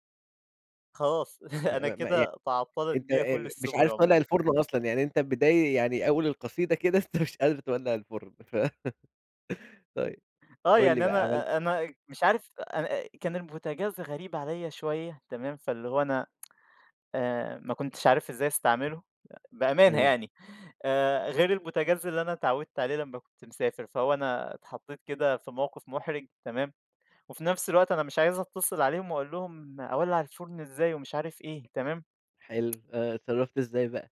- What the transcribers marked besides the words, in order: chuckle; laughing while speaking: "أنت مش قادر تولع الفرن ف"; laugh; tsk; tapping
- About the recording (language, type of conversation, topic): Arabic, podcast, احكيلنا عن أول مرة طبخت فيها لحد بتحبه؟